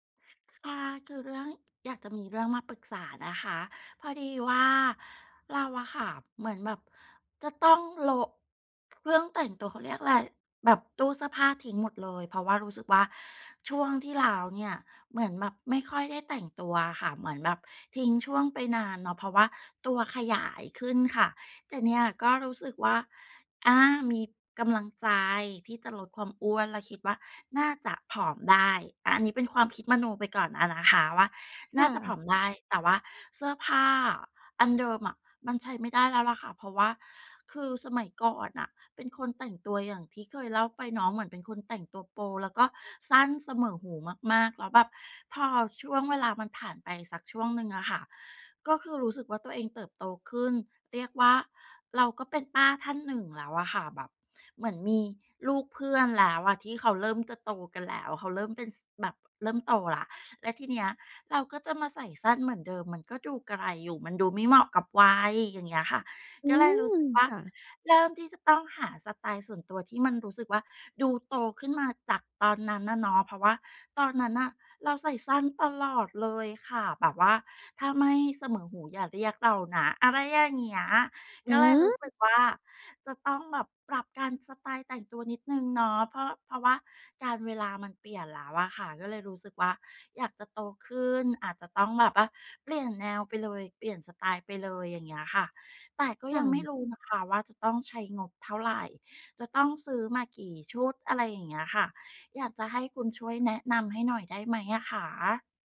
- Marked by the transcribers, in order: other background noise
- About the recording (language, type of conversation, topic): Thai, advice, จะเริ่มหาสไตล์ส่วนตัวที่เหมาะกับชีวิตประจำวันและงบประมาณของคุณได้อย่างไร?